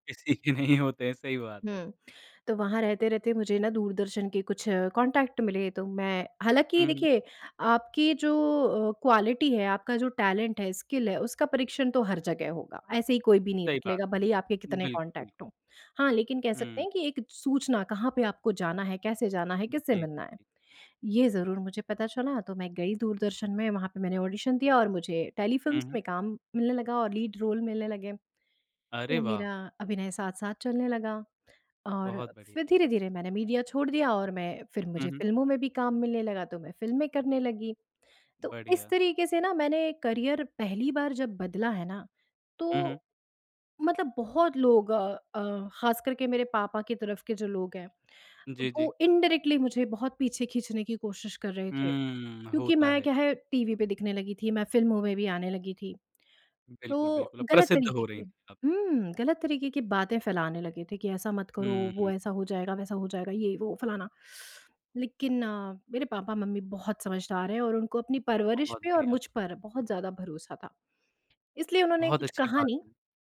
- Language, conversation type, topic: Hindi, podcast, आपने करियर बदलने का फैसला कैसे लिया?
- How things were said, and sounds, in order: laughing while speaking: "किसी के नहीं होते हैं"; in English: "कॉन्टैक्ट"; in English: "क्वालिटी"; in English: "टैलेंट"; in English: "स्किल"; in English: "कॉन्टैक्ट"; in English: "ऑडिशन"; in English: "टेलीफिल्म्स"; in English: "लीड रोल"; in English: "मीडिया"; in English: "करियर"; in English: "इंडायरेक्टली"; teeth sucking